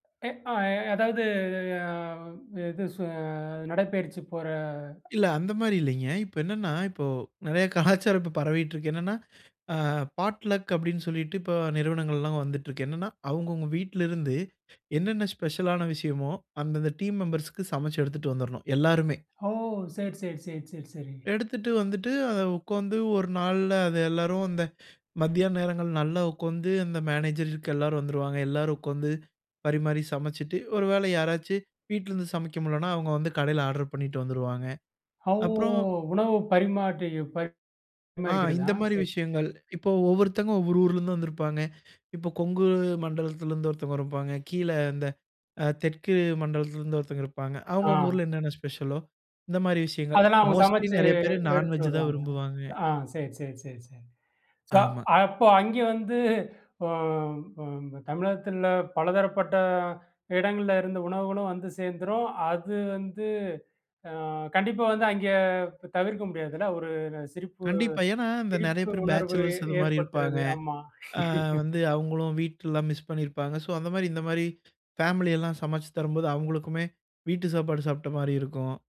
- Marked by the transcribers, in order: drawn out: "அதாவது"; laughing while speaking: "கலாச்சாரம் பரவிட்டு இருக்கு"; in English: "பாட் லக்"; in English: "டீம் மெம்பர்ஸ்க்கு"; drawn out: "அவ்"; other noise; in English: "மோஸ்ட்லி"; in English: "நான்வெஜ்"; in English: "ஸோ"; in English: "பேச்சலர்ஸ்"; laugh
- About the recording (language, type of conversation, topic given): Tamil, podcast, தினசரி வாழ்க்கையில் சிறிய சிரிப்பு விளையாட்டுகளை எப்படி சேர்த்துக்கொள்ளலாம்?